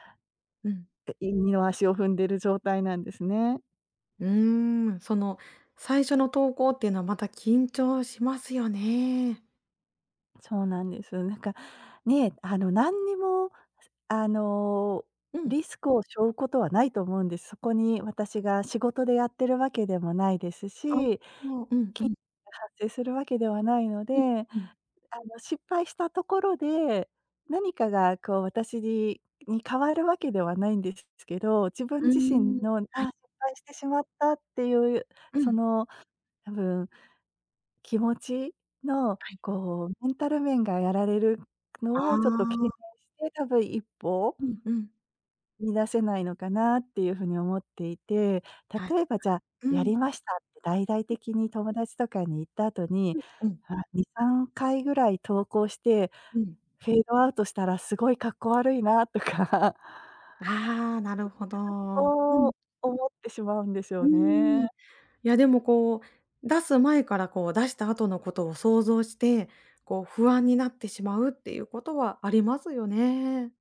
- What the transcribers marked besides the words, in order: unintelligible speech; other background noise; laughing while speaking: "格好悪いなとか"; unintelligible speech
- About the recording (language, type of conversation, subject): Japanese, advice, 完璧を求めすぎて取りかかれず、なかなか決められないのはなぜですか？